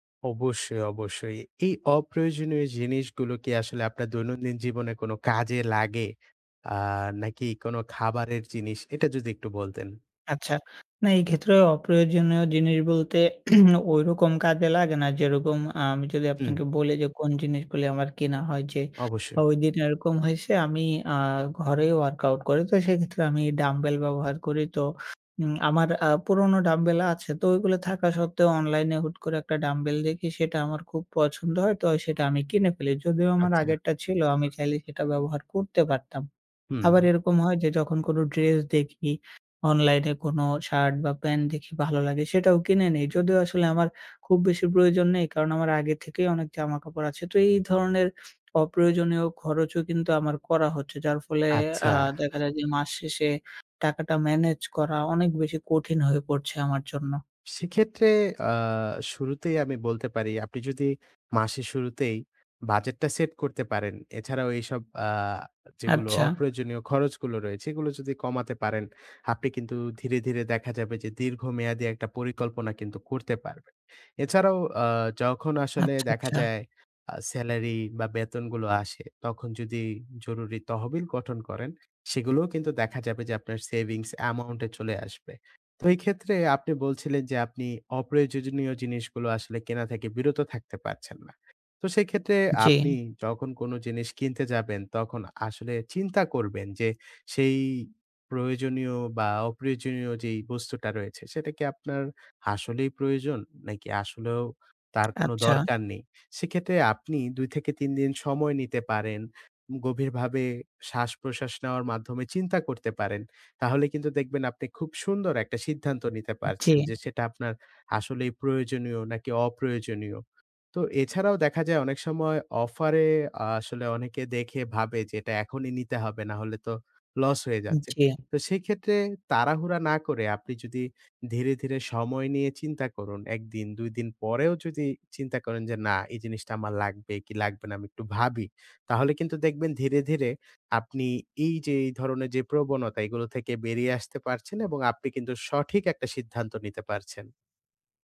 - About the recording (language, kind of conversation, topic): Bengali, advice, মাস শেষ হওয়ার আগেই টাকা শেষ হয়ে যাওয়া নিয়ে কেন আপনার উদ্বেগ হচ্ছে?
- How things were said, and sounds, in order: throat clearing; in English: "workout"; in English: "dumbbell"; in English: "dumbbell"; in English: "dumbbell"; in English: "set"; in English: "amount"